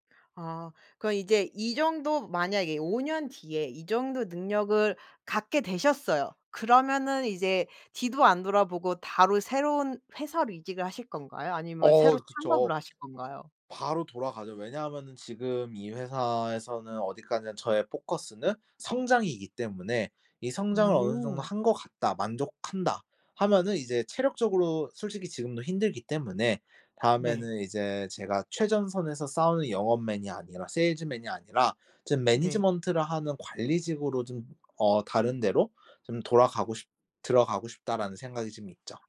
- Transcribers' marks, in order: in English: "management를"
- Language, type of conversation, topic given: Korean, podcast, 직업을 바꾸게 된 계기는 무엇이었나요?